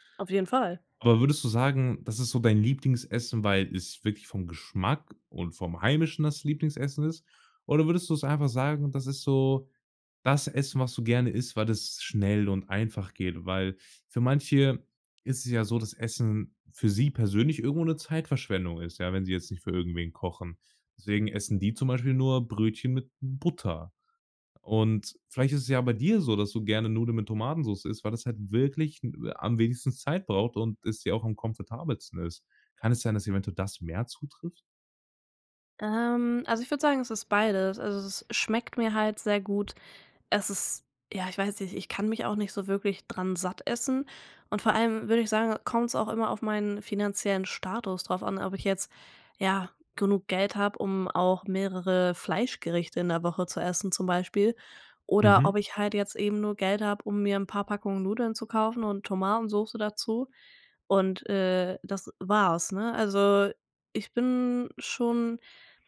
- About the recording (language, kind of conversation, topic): German, podcast, Erzähl mal: Welches Gericht spendet dir Trost?
- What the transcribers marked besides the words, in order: none